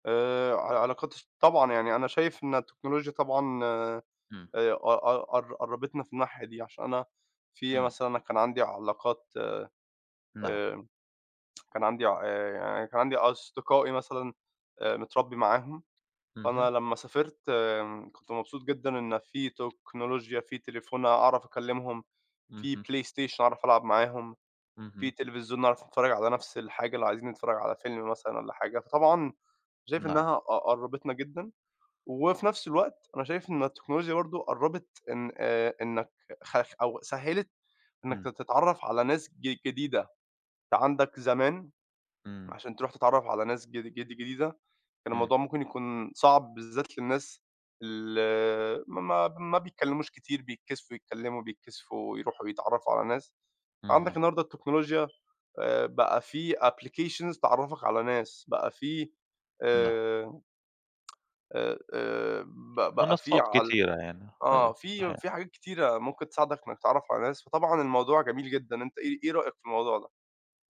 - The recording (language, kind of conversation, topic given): Arabic, unstructured, هل التكنولوجيا بتقرّبنا من بعض ولا بتفرّقنا؟
- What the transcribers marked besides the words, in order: tapping; other background noise; in English: "applications"